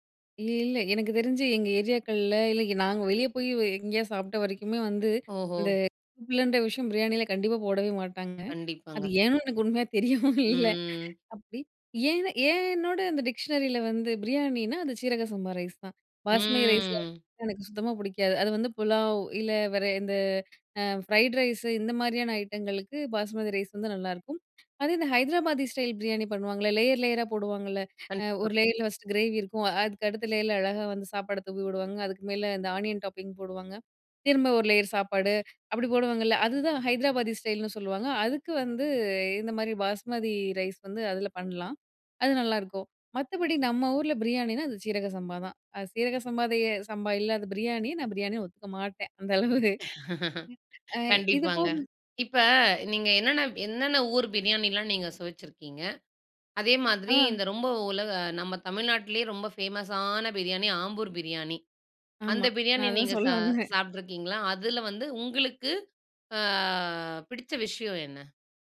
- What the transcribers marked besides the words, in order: unintelligible speech; laughing while speaking: "அது ஏன்னு எனக்கு உண்மையா தெரியவும் இல்ல"; drawn out: "ம்"; in English: "டிக்ஷனரி"; unintelligible speech; in English: "லேயர் லேயரா"; inhale; in English: "லேயர்ல ஃபஸ்ட்டு கிரேவி"; in English: "லேயர்ல"; in English: "ஆனியன் டாப்பிங்"; inhale; laugh; laughing while speaking: "அந்த அளவு"; unintelligible speech; laughing while speaking: "நான் அதான் சொல்ல வந்தேன்"; drawn out: "அ"
- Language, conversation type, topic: Tamil, podcast, உனக்கு ஆறுதல் தரும் சாப்பாடு எது?